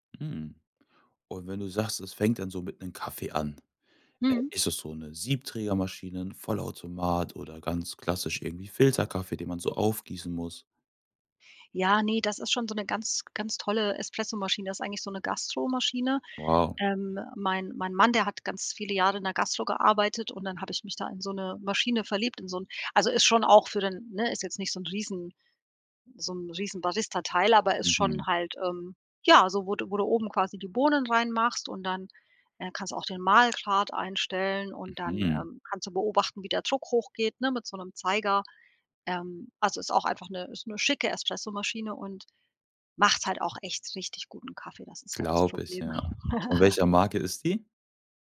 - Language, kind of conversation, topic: German, podcast, Wie sieht deine Morgenroutine eigentlich aus, mal ehrlich?
- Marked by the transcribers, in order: giggle